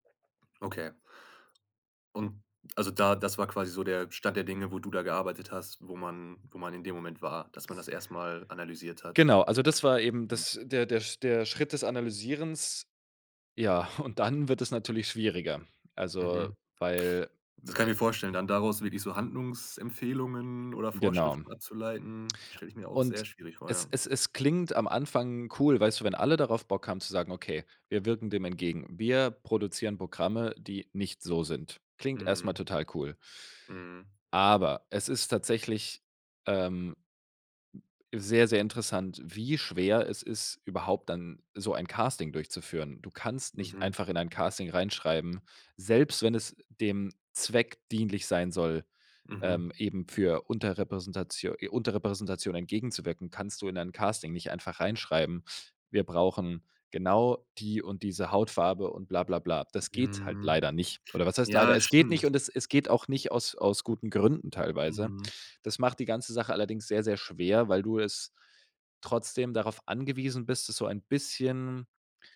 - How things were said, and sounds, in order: other noise; stressed: "Aber"; other background noise
- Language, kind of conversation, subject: German, podcast, Was bedeutet für dich gute Repräsentation in den Medien?